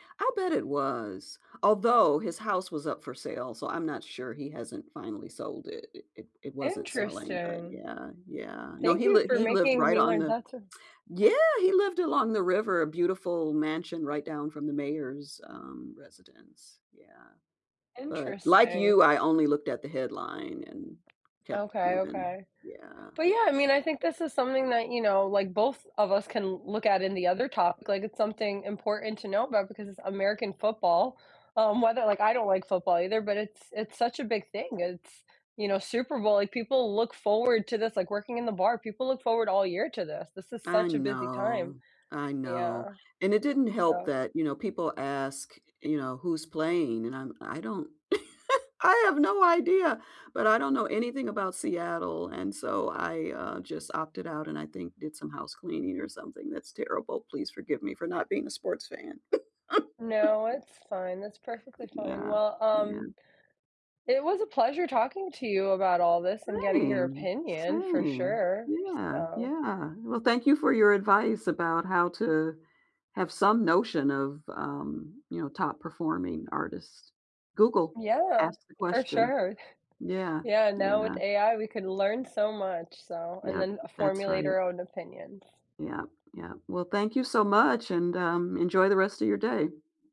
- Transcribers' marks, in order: other background noise; chuckle; laugh; chuckle
- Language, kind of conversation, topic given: English, unstructured, What recent news story has caught your attention the most?
- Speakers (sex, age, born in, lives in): female, 35-39, United States, United States; female, 60-64, United States, United States